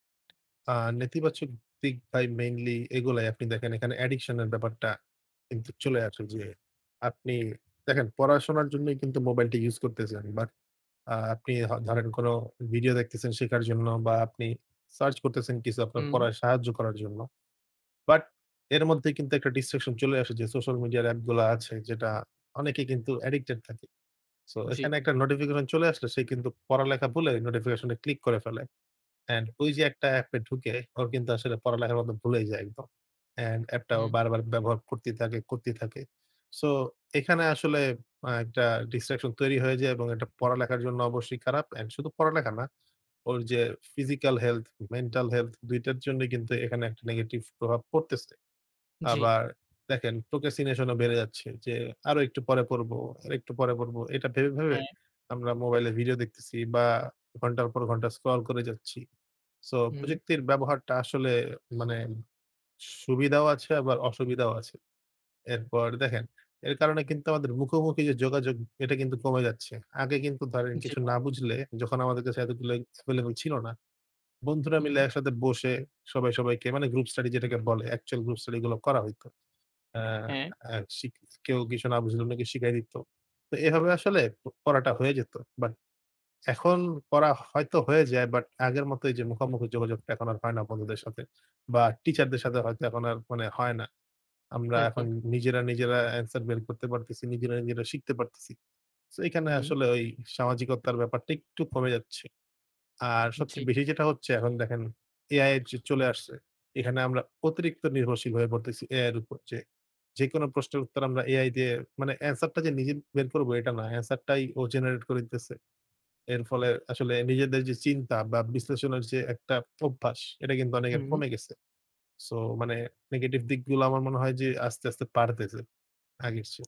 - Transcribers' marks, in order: tapping; in English: "procrastination"; unintelligible speech; other background noise
- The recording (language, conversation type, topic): Bengali, unstructured, শিক্ষার্থীদের জন্য আধুনিক প্রযুক্তি ব্যবহার করা কতটা জরুরি?
- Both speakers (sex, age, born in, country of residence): male, 20-24, Bangladesh, Bangladesh; male, 25-29, Bangladesh, Bangladesh